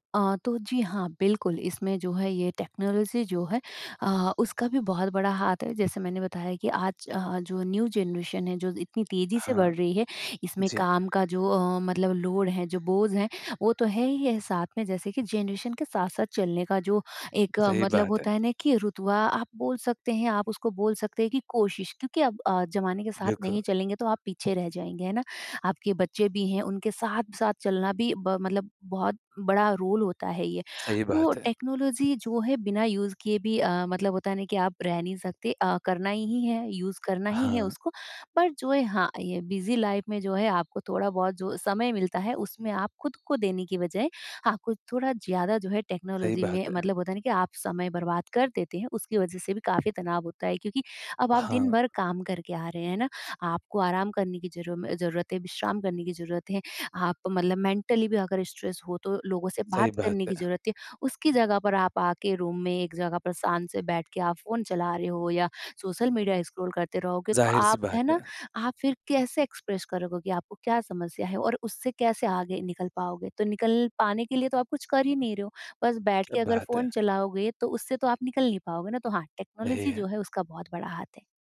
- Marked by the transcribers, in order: in English: "टेक्नोलॉज़ी"; in English: "न्यू जनरेशन"; in English: "लोड"; in English: "जनरेशन"; in English: "रोल"; in English: "टेक्नोलॉज़ी"; in English: "यूज़"; in English: "यूज़"; in English: "बिज़ी लाइफ़"; in English: "टेक्नोलॉज़ी"; in English: "मेंटली"; in English: "स्ट्रेस"; in English: "रूम"; in English: "स्क्रॉल"; in English: "एक्सप्रेस"; in English: "टेक्नोलॉज़ी"
- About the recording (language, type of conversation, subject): Hindi, podcast, तनाव होने पर आप सबसे पहला कदम क्या उठाते हैं?